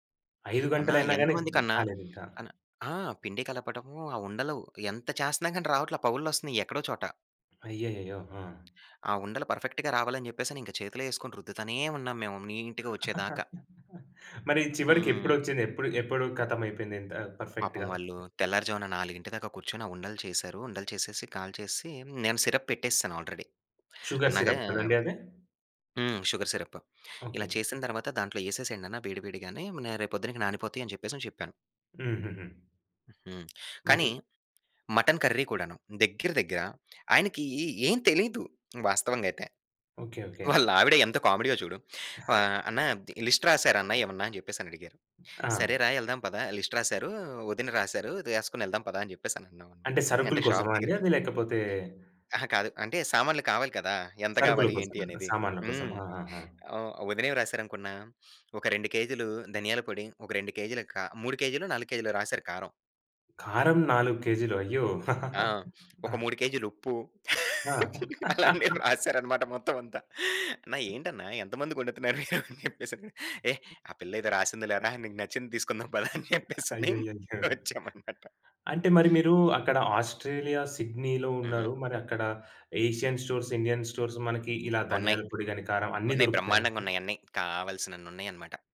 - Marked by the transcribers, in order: tapping; in English: "పర్ఫెక్ట్‌గా"; in English: "నీట్‌గా"; laugh; in English: "పర్ఫెక్ట్‌గా"; in English: "సిరప్"; in English: "ఆల్రెడీ"; in English: "షుగర్ సిరప్"; other background noise; in English: "షుగర్"; in English: "కర్రీ"; laughing while speaking: "వాళ్ళావిడ"; cough; sniff; giggle; laugh; laughing while speaking: "అలాంటియి రాసారన్నమాట మొత్తం అంతా"; chuckle; laughing while speaking: "ఎంతమందికి వండుతున్నారు అని చెప్పేసని"; laughing while speaking: "పదా అని చెప్పేసని వచ్చామనమాట"; in English: "ఏషియన్ స్టోర్స్, ఇండియన్ స్టోర్స్"
- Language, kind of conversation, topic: Telugu, podcast, అతిథుల కోసం వండేటప్పుడు ఒత్తిడిని ఎలా ఎదుర్కొంటారు?